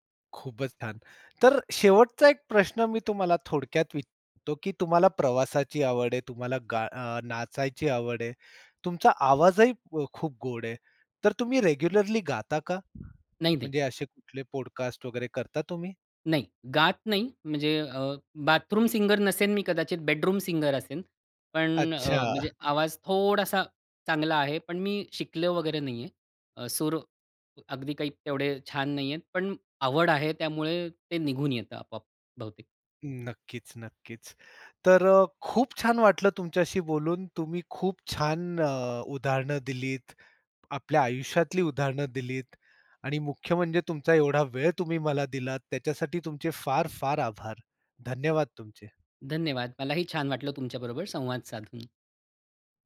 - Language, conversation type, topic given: Marathi, podcast, तुझ्या आयुष्यातल्या प्रत्येक दशकाचं प्रतिनिधित्व करणारे एक-एक गाणं निवडायचं झालं, तर तू कोणती गाणी निवडशील?
- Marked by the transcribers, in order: in English: "रेग्युलरली"; tapping; in English: "पॉडकास्ट"; other background noise; chuckle